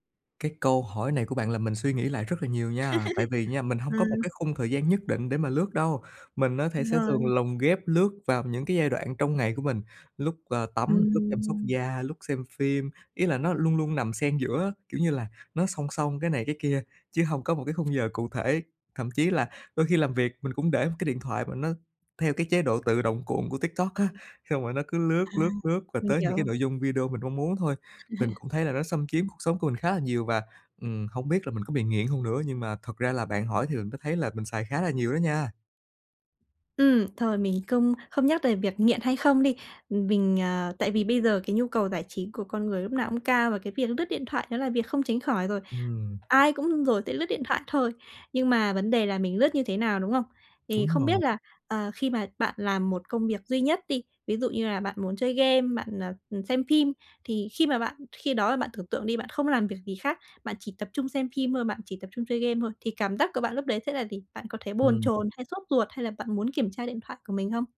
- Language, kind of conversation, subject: Vietnamese, advice, Làm thế nào để tránh bị xao nhãng khi đang thư giãn, giải trí?
- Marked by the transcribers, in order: laugh; tapping; laugh